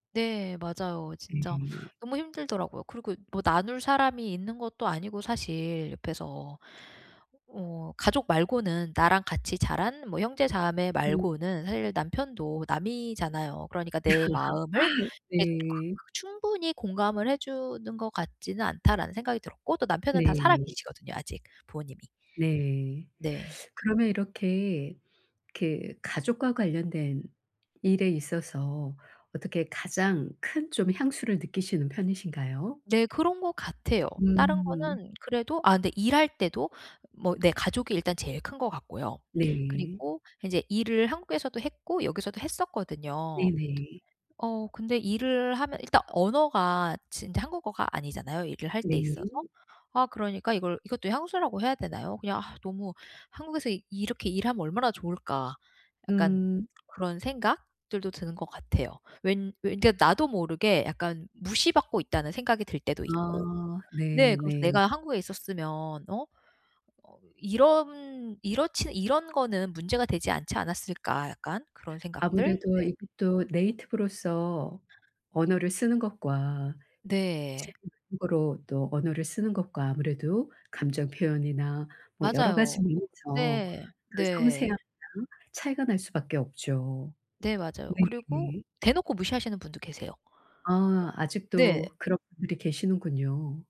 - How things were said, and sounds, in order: tapping; laugh; other background noise; in English: "네이티브로서"
- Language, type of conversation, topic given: Korean, advice, 낯선 곳에서 향수와 정서적 안정을 어떻게 찾고 유지할 수 있나요?